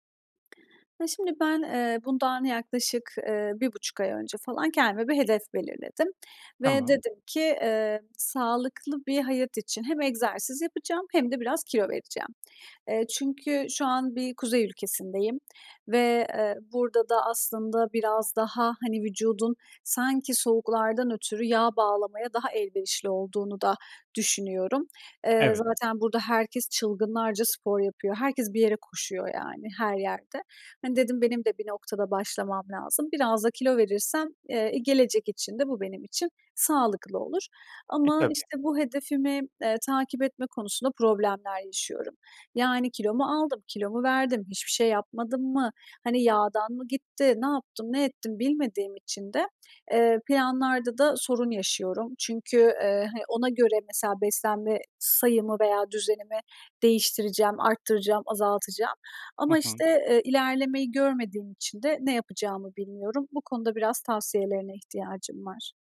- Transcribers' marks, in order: other background noise
- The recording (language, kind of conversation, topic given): Turkish, advice, Hedeflerimdeki ilerlemeyi düzenli olarak takip etmek için nasıl bir plan oluşturabilirim?